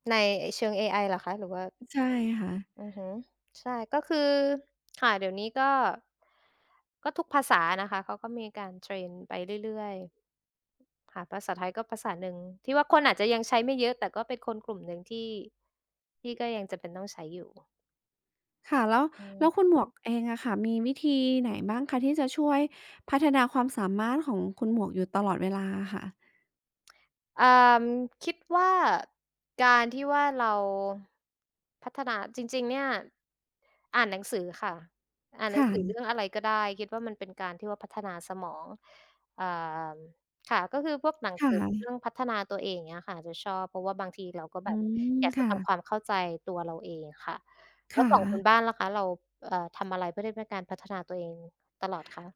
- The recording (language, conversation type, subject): Thai, unstructured, เคยกังวลไหมว่าความสามารถของตัวเองจะล้าสมัย?
- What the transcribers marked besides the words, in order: other background noise; tapping